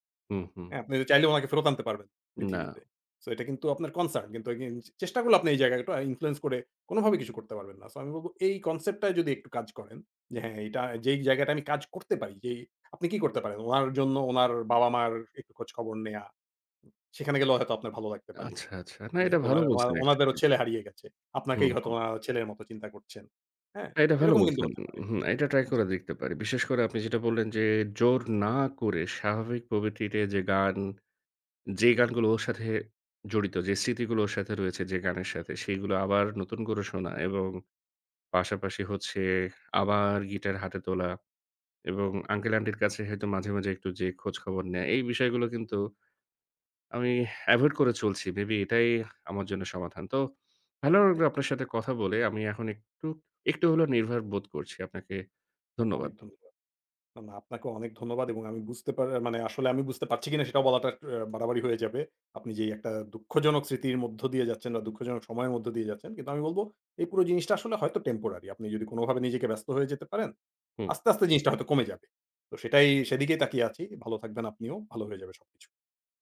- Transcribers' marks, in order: none
- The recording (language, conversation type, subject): Bengali, advice, স্মৃতি, গান বা কোনো জায়গা দেখে কি আপনার হঠাৎ কষ্ট অনুভব হয়?